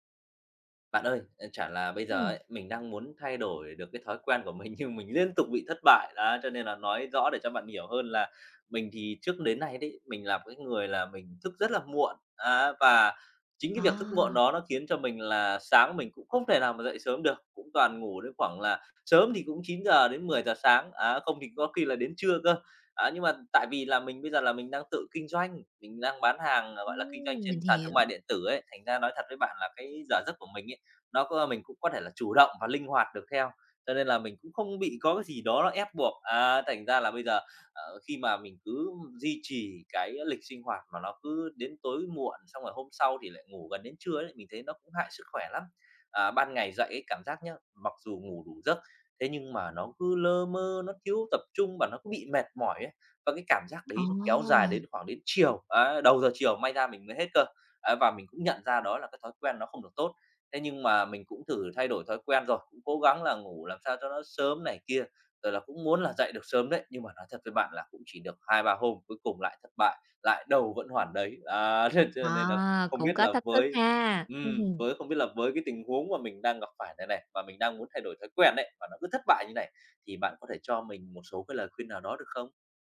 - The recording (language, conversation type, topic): Vietnamese, advice, Làm sao để thay đổi thói quen khi tôi liên tục thất bại?
- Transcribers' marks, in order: laughing while speaking: "nhưng"; tapping; laughing while speaking: "thế"